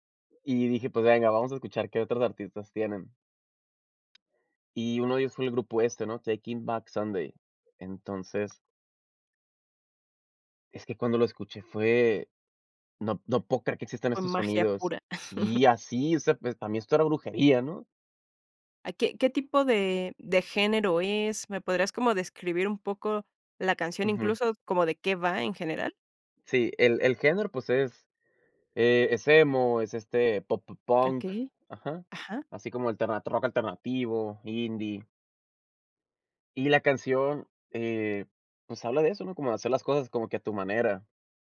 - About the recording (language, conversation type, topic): Spanish, podcast, ¿Qué canción te devuelve a una época concreta de tu vida?
- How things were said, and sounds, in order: chuckle